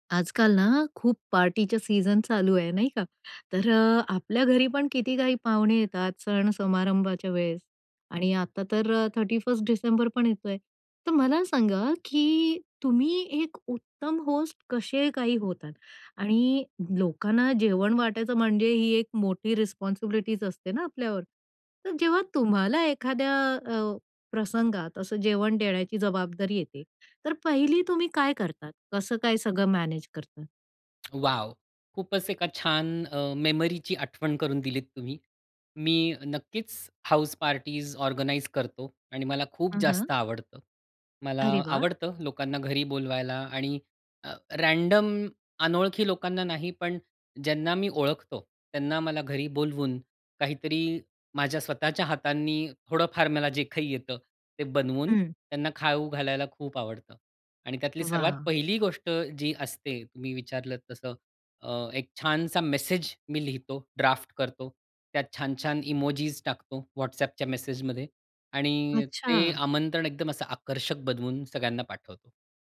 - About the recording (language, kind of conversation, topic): Marathi, podcast, जेव्हा पाहुण्यांसाठी जेवण वाढायचे असते, तेव्हा तुम्ही उत्तम यजमान कसे बनता?
- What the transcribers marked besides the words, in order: in English: "थर्टी फर्स्ट"; in English: "होस्ट"; in English: "रिस्पॉन्सिबिलिटीज"; lip smack; in English: "ऑर्गनाइज"; in English: "रॅन्डम"; laughing while speaking: "जे काही येतं"; in English: "ड्राफ्ट"; in English: "इमोजीज"